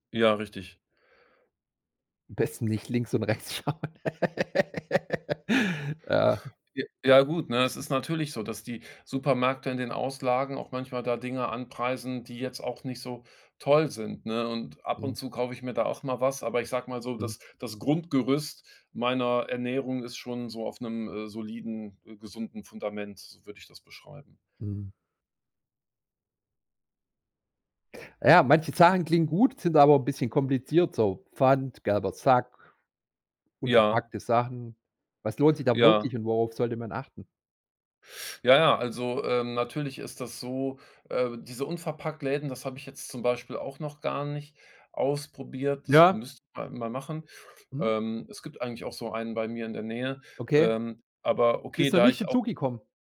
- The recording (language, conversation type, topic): German, podcast, Wie gehst du im Alltag mit Plastikmüll um?
- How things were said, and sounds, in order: laughing while speaking: "schauen"; laugh; giggle